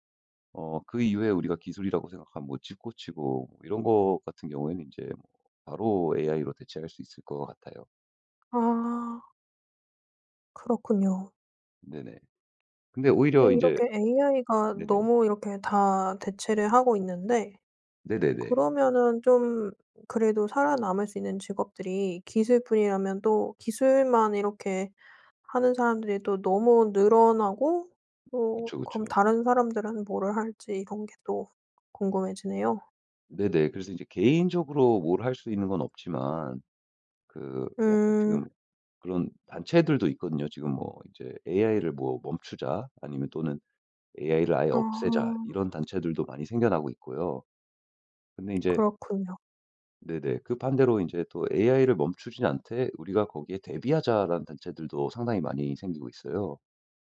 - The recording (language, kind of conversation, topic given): Korean, podcast, 기술 발전으로 일자리가 줄어들 때 우리는 무엇을 준비해야 할까요?
- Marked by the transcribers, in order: tapping; other background noise